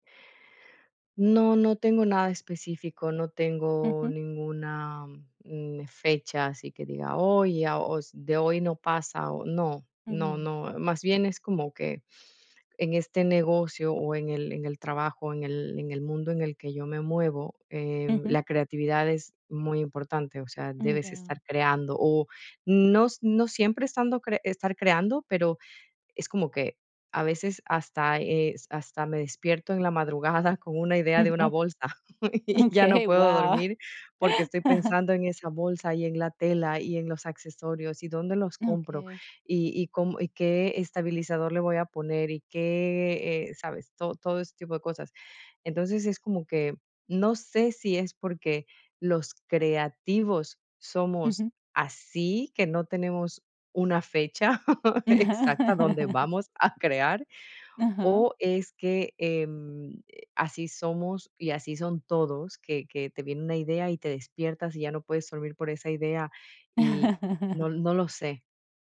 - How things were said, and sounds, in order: chuckle; laugh; chuckle; laugh
- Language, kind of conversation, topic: Spanish, advice, ¿Cómo puedo programar tiempo personal para crear sin sentirme culpable?
- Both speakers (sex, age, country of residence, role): female, 40-44, Italy, advisor; female, 40-44, Netherlands, user